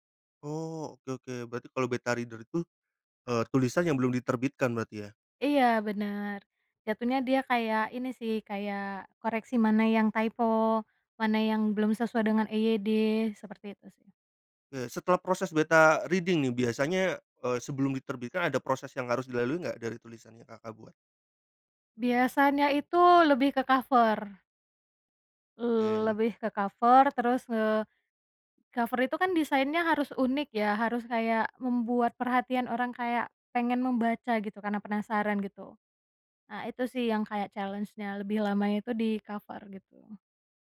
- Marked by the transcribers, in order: in English: "beta reader"; in English: "typo"; in English: "beta reading"; in English: "cover"; in English: "cover"; in English: "cover"; in English: "challenge-nya"; in English: "cover"
- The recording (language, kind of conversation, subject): Indonesian, podcast, Apa rasanya saat kamu menerima komentar pertama tentang karya kamu?